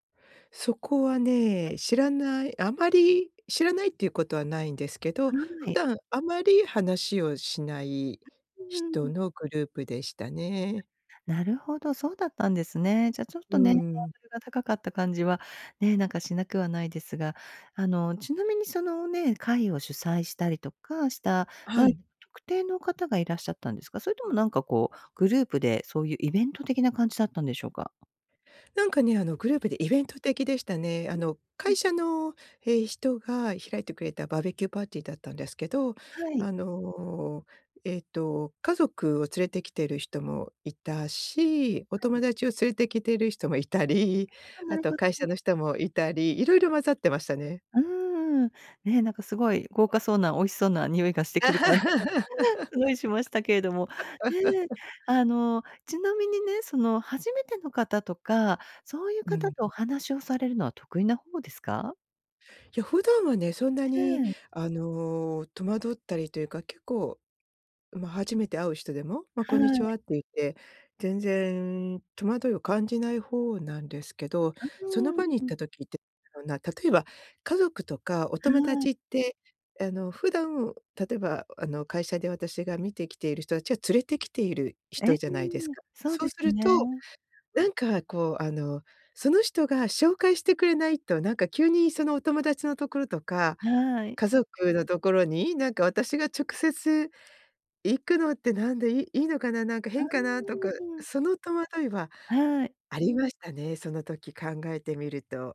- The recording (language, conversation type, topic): Japanese, advice, 友人の集まりで孤立感を感じて話に入れないとき、どうすればいいですか？
- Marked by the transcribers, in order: other background noise; laughing while speaking: "もいたり"; laugh